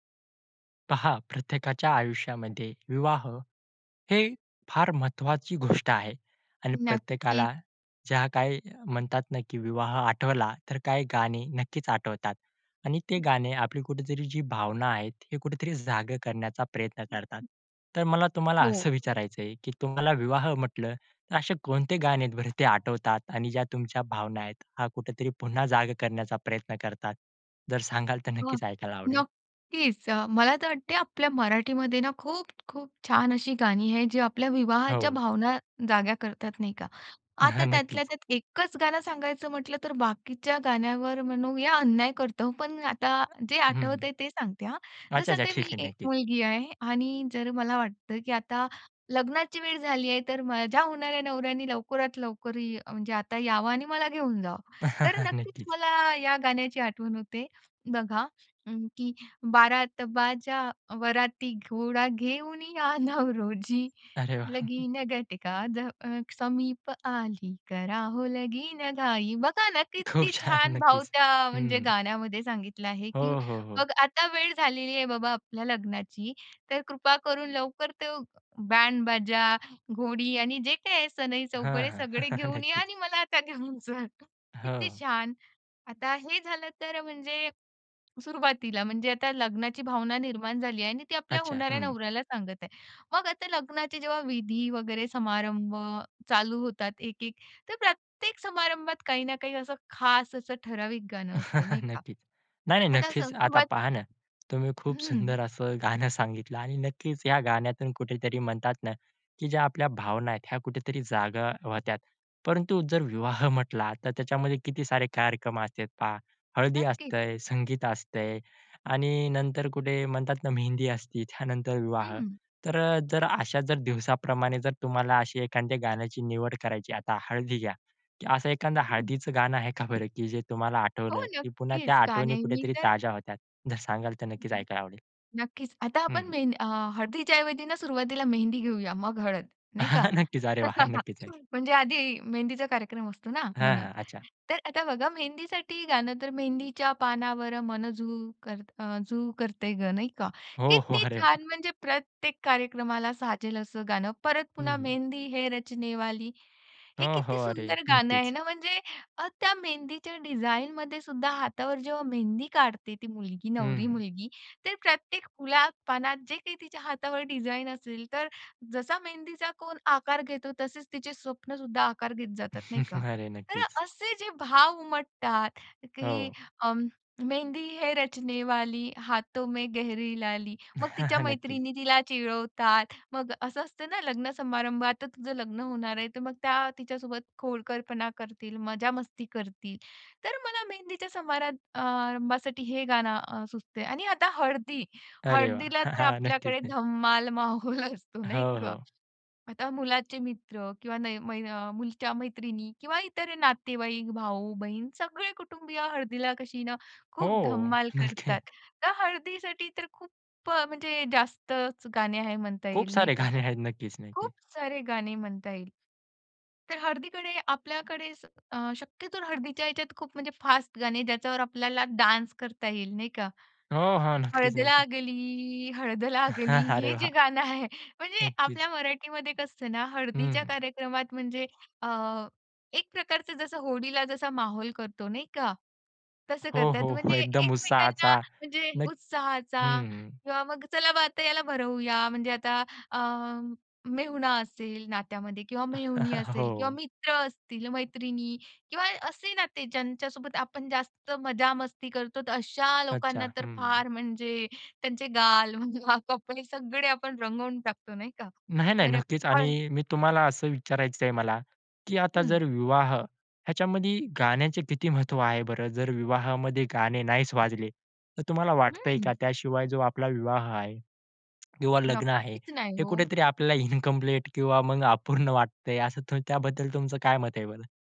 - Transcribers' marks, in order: other background noise; chuckle; chuckle; singing: "बारात बाजा वराती, घोडा घेऊन … करा हो लगीनघाई"; chuckle; laughing while speaking: "खूप छान नक्कीच"; tapping; chuckle; chuckle; chuckle; laughing while speaking: "नक्कीच. अरे वाह! नक्कीच"; chuckle; unintelligible speech; put-on voice: "किती छान"; chuckle; laughing while speaking: "अरे वाह!"; in Hindi: "मेहंदी है रचनेवाली"; chuckle; singing: "मेहंदी है रचनेवाली, हाथों में गहरी लाली"; in Hindi: "मेहंदी है रचनेवाली, हाथों में गहरी लाली"; laugh; chuckle; chuckle; laughing while speaking: "माहोल असतो"; in Hindi: "माहोल"; laughing while speaking: "नक्की"; laughing while speaking: "गाणे आहेत. नक्कीच नक्कीच"; singing: "हळद लागली, हळद लागली"; chuckle; chuckle; laugh; in English: "इनकम्प्लीट"
- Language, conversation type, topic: Marathi, podcast, लग्नाची आठवण करून देणारं गाणं कोणतं?